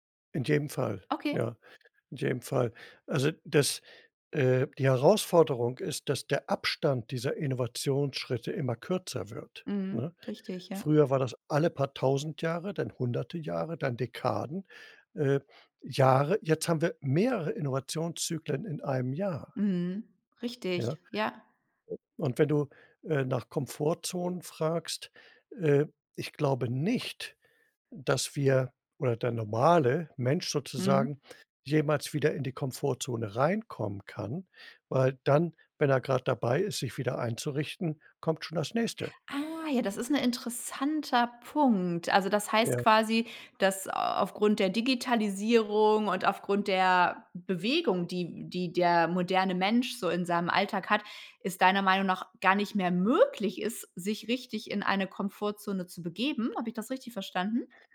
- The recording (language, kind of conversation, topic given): German, podcast, Welche Erfahrung hat dich aus deiner Komfortzone geholt?
- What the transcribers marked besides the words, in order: surprised: "Ah"; stressed: "möglich"